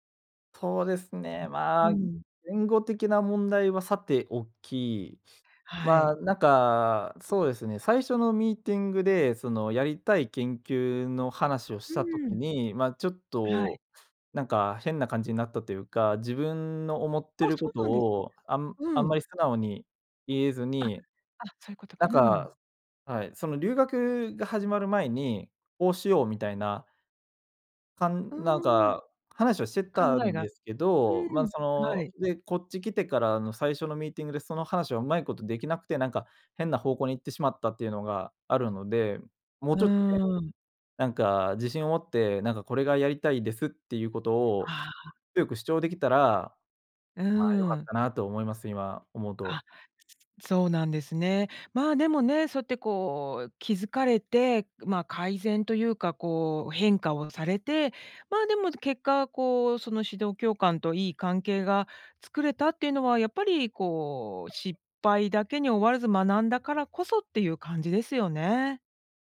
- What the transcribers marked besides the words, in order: other background noise
- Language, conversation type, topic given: Japanese, podcast, 失敗からどのようなことを学びましたか？